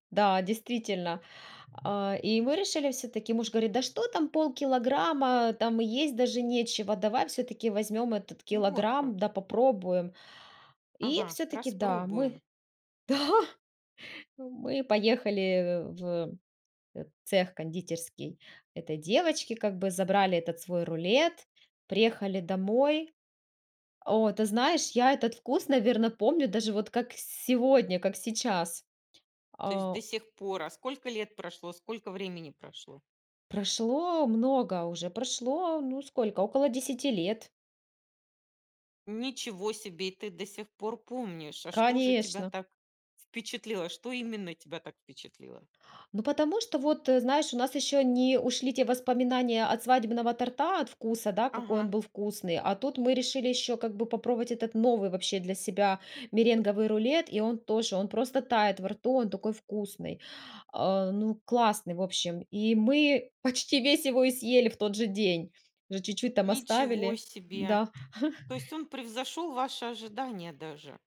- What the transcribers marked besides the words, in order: other background noise; laughing while speaking: "Да"; chuckle
- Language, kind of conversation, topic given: Russian, podcast, Какое у вас самое тёплое кулинарное воспоминание?